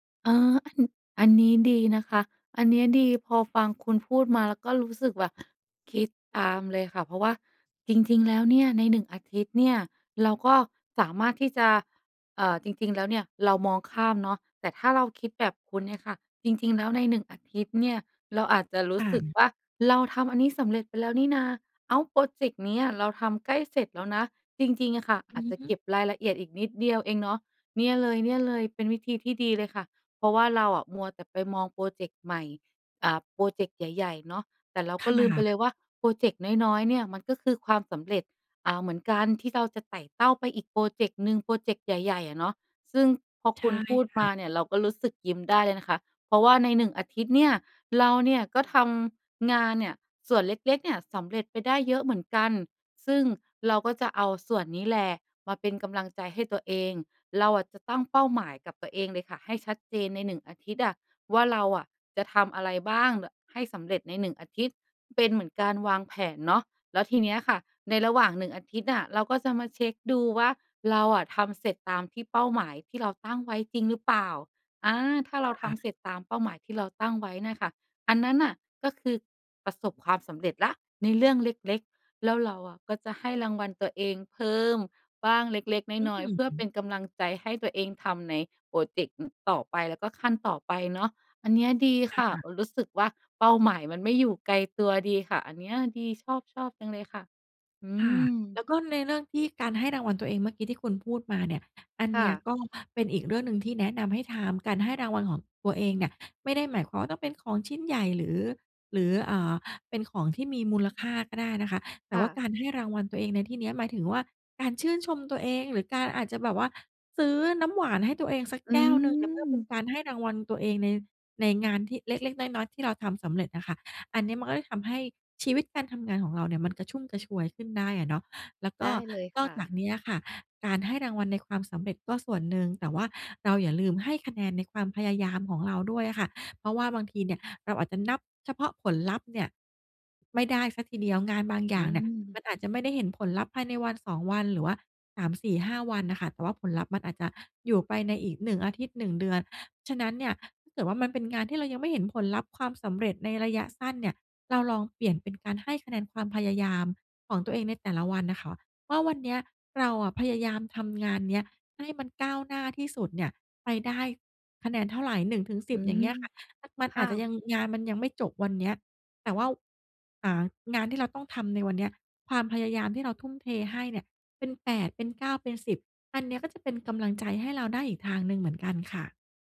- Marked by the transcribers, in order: tapping
- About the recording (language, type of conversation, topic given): Thai, advice, ทำอย่างไรถึงจะไม่มองข้ามความสำเร็จเล็ก ๆ และไม่รู้สึกท้อกับเป้าหมายของตัวเอง?